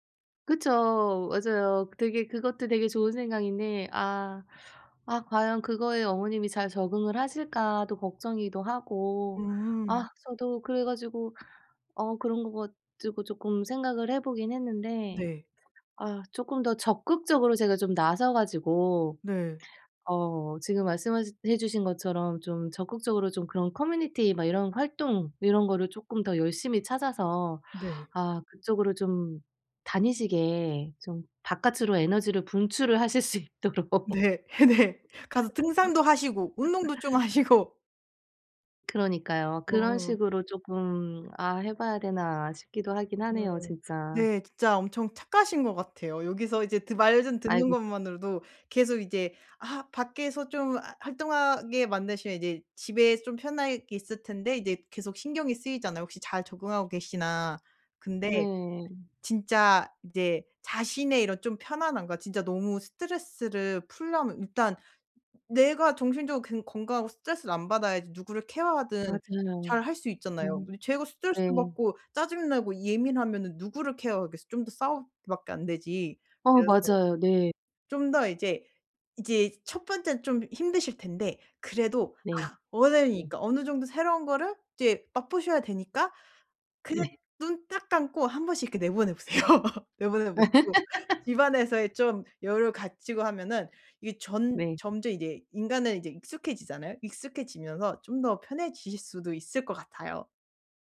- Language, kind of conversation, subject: Korean, advice, 집 환경 때문에 쉬기 어려울 때 더 편하게 쉬려면 어떻게 해야 하나요?
- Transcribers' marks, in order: laugh; laughing while speaking: "수 있도록"; laugh; tapping; laughing while speaking: "네"; laughing while speaking: "보세요"; laugh